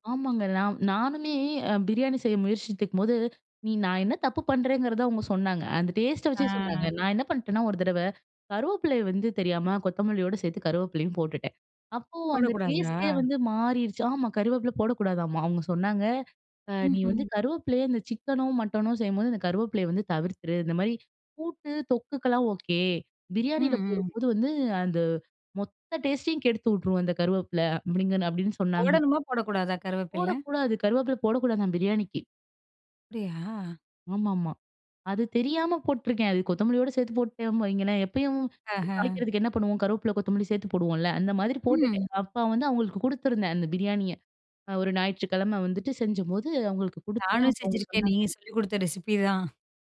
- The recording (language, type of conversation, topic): Tamil, podcast, பாரம்பரிய உணவை யாரோ ஒருவருடன் பகிர்ந்தபோது உங்களுக்கு நடந்த சிறந்த உரையாடல் எது?
- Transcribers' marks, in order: "செய்யும்போது" said as "செஞ்சும்போது"; in English: "ரெசிப்பி"